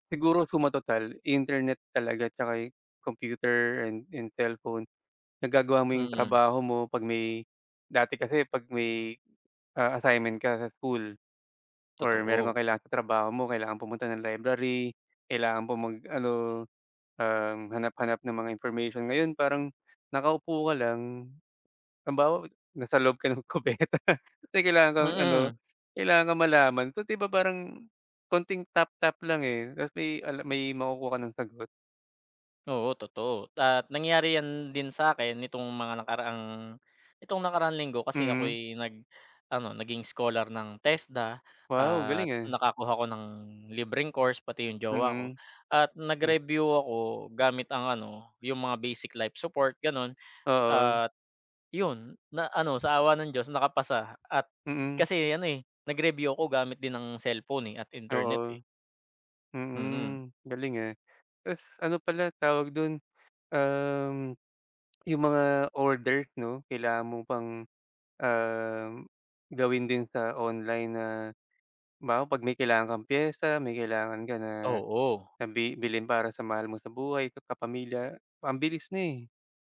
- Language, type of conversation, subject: Filipino, unstructured, Ano ang pinakamagandang karanasan mo sa paggamit ng teknolohiya?
- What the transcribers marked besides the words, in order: laughing while speaking: "kubeta"